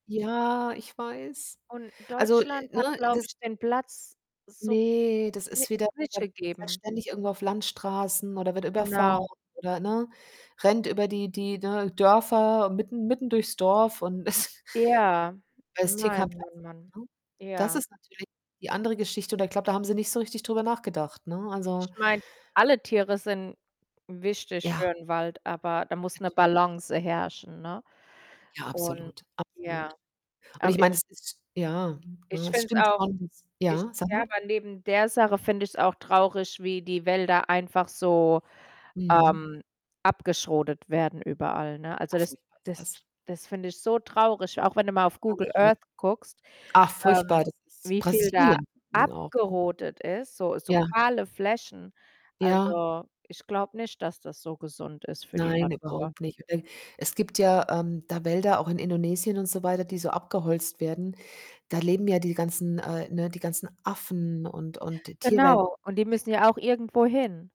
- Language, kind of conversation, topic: German, unstructured, Warum sind Wälder so wichtig für unseren Planeten?
- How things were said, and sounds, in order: distorted speech; laughing while speaking: "ist"; unintelligible speech; "abgerodet" said as "abgeschrodet"; unintelligible speech; other background noise